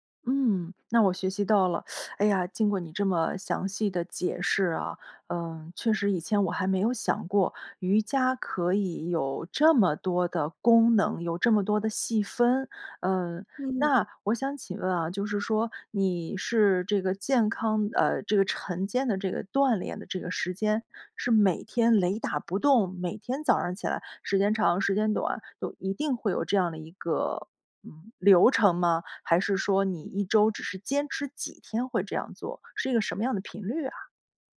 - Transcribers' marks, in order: inhale
- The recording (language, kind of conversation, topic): Chinese, podcast, 说说你的晨间健康习惯是什么？